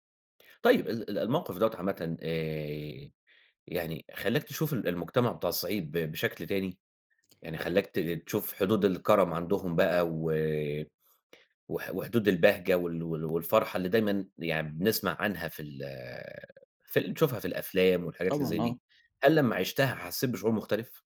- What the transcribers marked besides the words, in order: none
- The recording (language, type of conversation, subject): Arabic, podcast, إحكي عن موقف ضحكتوا فيه كلكم سوا؟